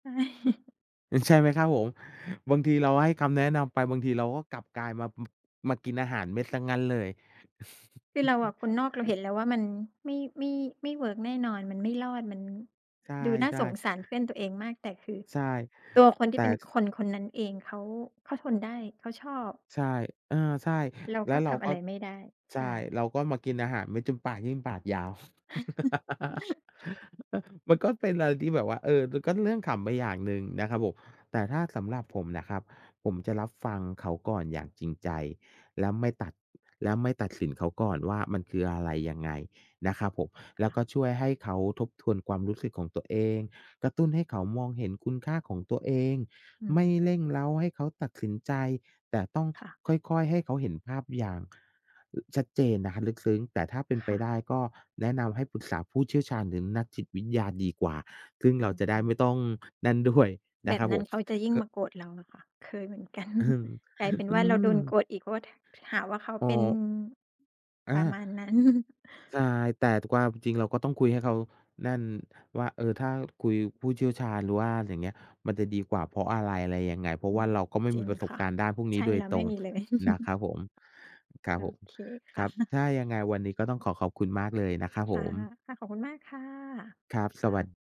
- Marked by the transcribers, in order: chuckle; tapping; other background noise; chuckle; chuckle; laughing while speaking: "กัน"; chuckle; laughing while speaking: "นั้น"; chuckle; chuckle
- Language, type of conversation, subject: Thai, unstructured, ทำไมคนบางคนถึงยอมทนอยู่ในความสัมพันธ์ที่ไม่มีความสุข?